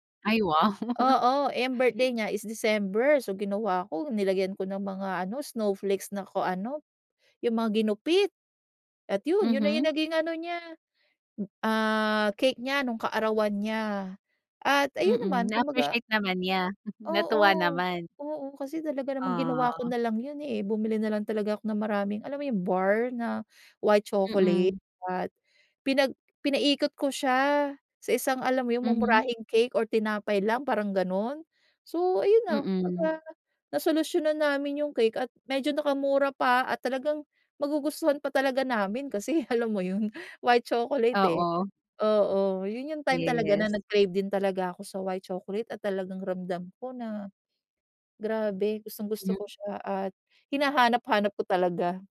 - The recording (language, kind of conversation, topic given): Filipino, podcast, Ano ang paborito mong pagkaing pampalubag-loob, at ano ang ipinapahiwatig nito tungkol sa iyo?
- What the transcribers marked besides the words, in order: laugh; tapping